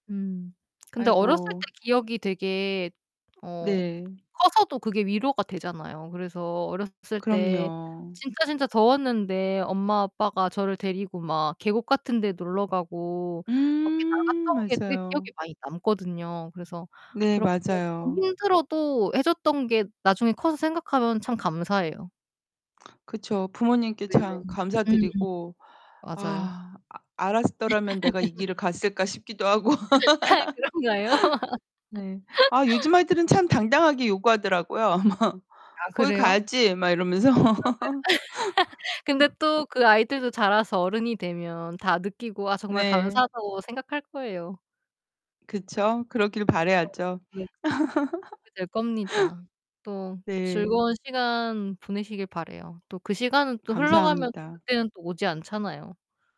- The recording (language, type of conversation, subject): Korean, unstructured, 주말에는 보통 어떻게 시간을 보내세요?
- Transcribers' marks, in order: other background noise; distorted speech; tapping; laugh; laughing while speaking: "아 그런가요?"; laugh; laugh; laughing while speaking: "이러면서"; laugh; laugh